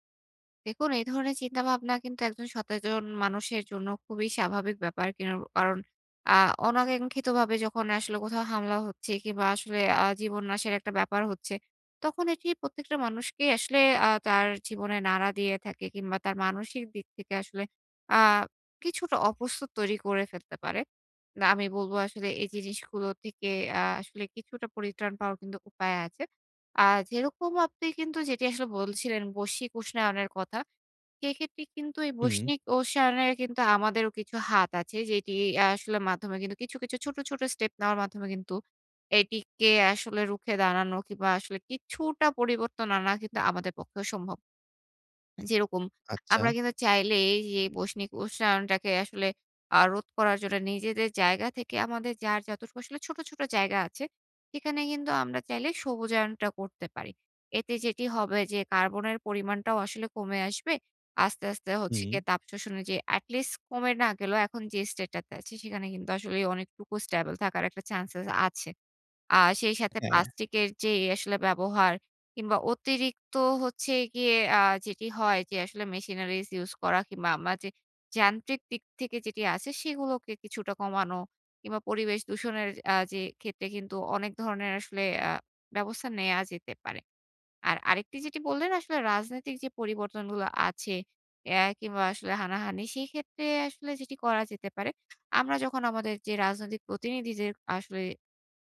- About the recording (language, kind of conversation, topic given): Bengali, advice, বৈশ্বিক সংকট বা রাজনৈতিক পরিবর্তনে ভবিষ্যৎ নিয়ে আপনার উদ্বেগ কী?
- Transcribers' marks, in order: "সচেতন" said as "সতেজন"; tapping; horn; in English: "state"; in English: "stable"; in English: "chances"; "প্লাস্টিকের" said as "পাস্টিকের"; in English: "machineries use"; "আমরা" said as "আম্মা"